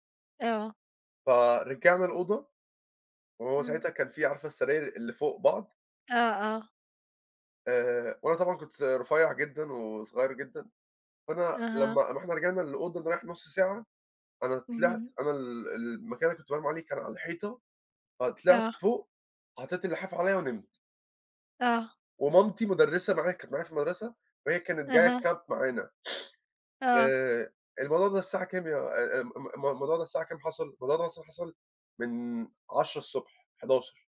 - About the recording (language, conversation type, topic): Arabic, unstructured, عندك هواية بتساعدك تسترخي؟ إيه هي؟
- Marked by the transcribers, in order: in English: "الكامب"